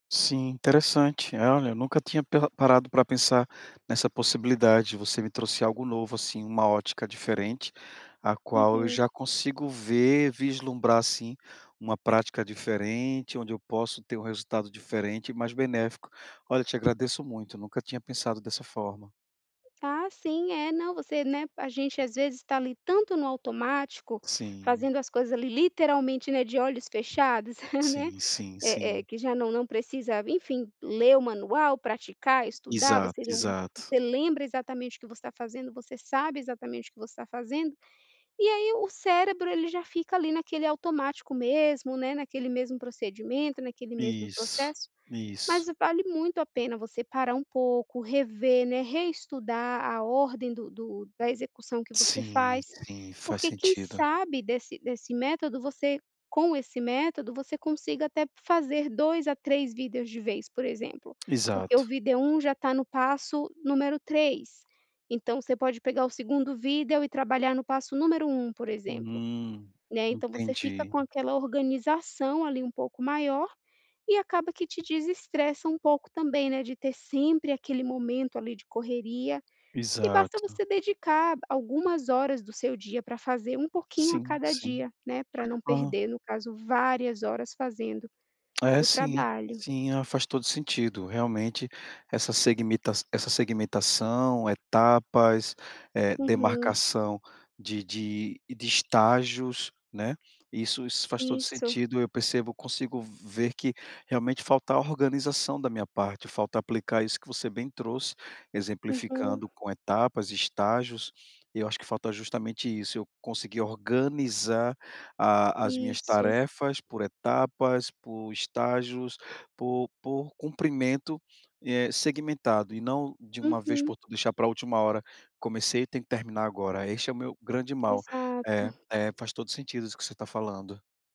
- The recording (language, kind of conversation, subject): Portuguese, advice, Como posso parar de procrastinar e me sentir mais motivado?
- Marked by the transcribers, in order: other background noise; tapping; chuckle